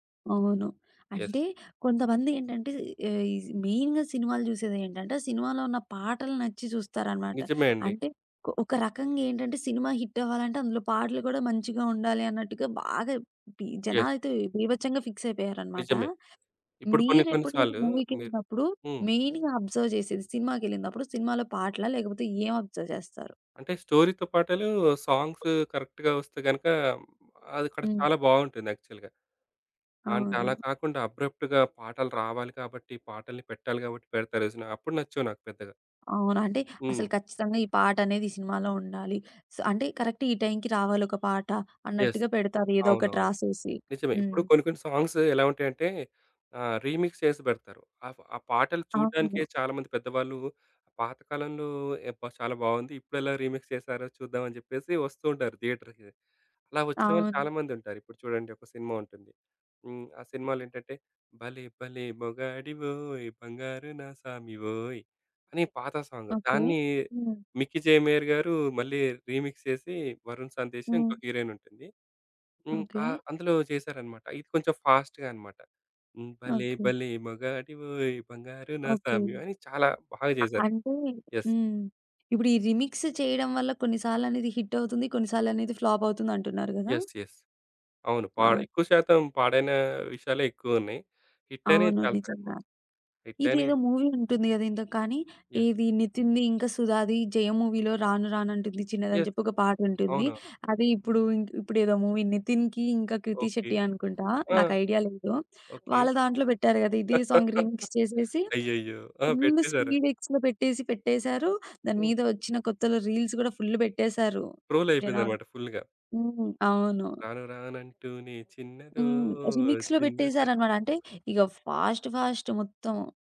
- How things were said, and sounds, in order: other background noise; in English: "యెస్"; in English: "మెయిన్‌గా"; in English: "హిట్"; in English: "యెస్"; in English: "ఫిక్స్"; in English: "మెయిన్‌గా అబ్జర్వ్"; tapping; in English: "అబ్జర్వ్"; in English: "స్టోరీ‌తో"; in English: "కరెక్ట్‌గా"; in English: "యాక్చువల్‌గా"; in English: "అబ్రప్ట్‌గా"; in English: "కరెక్ట్"; in English: "యెస్"; in English: "సాంగ్స్"; in English: "రీమిక్స్"; in English: "రీమిక్స్"; in English: "థియేటర్‌కి"; singing: "భలే భలే మొగాడివోయ్ బంగారు నా సామి ఓయ్!"; in English: "సాంగ్"; in English: "రీమిక్స్"; singing: "భలే భలే మొగాడివోయ్ బంగారు నా సామి"; in English: "రీమిక్స్"; in English: "యెస్"; in English: "హిట్"; in English: "ఫ్లాప్"; in English: "యెస్. యెస్"; in English: "హిట్"; in English: "హిట్"; in English: "మూవీ"; in English: "యెస్"; in English: "మూవీ‌లో"; in English: "యెస్"; in English: "మూవీ"; laugh; in English: "సాంగ్ రీమిక్స్"; in English: "ఫుల్ స్పీడ్ ఎక్స్‌లో"; in English: "రీల్స్"; in English: "ఫుల్"; in English: "ఫుల్‌గా"; singing: "రాను రాను అంటూ‌నే చిన్నదో చిన్నదో"; in English: "రీమిక్స్‌లో"; in English: "ఫాస్ట్ ఫాస్ట్"
- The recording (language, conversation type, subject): Telugu, podcast, సినిమా పాటల్లో నీకు అత్యంత నచ్చిన పాట ఏది?